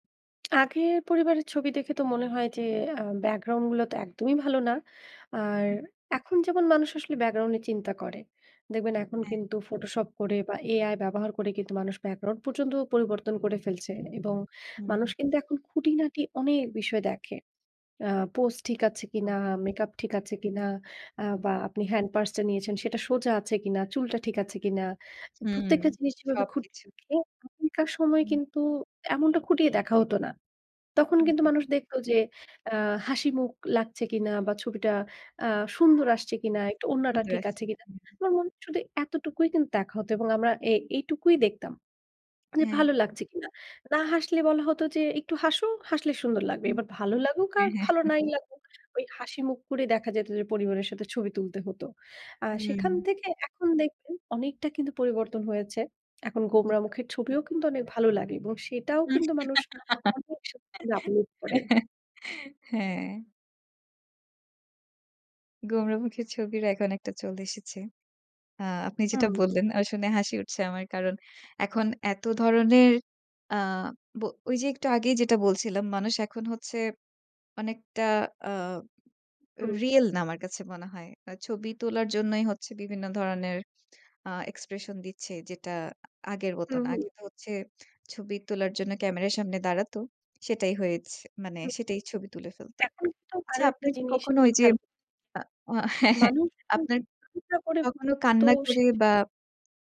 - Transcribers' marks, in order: horn; other background noise; other animal sound; chuckle; unintelligible speech; laughing while speaking: "হুম। হ্যাঁ"; laugh; unintelligible speech
- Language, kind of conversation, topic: Bengali, podcast, পুরনো পারিবারিক ছবি দেখলে প্রতিবার কী কী গল্প মনে পড়ে?